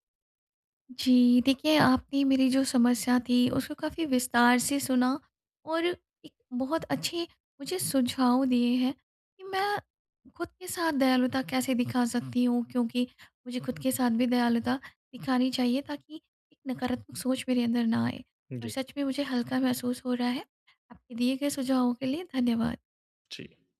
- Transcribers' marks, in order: none
- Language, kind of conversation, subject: Hindi, advice, आप स्वयं के प्रति दयालु कैसे बन सकते/सकती हैं?
- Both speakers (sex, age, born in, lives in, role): female, 35-39, India, India, user; male, 20-24, India, India, advisor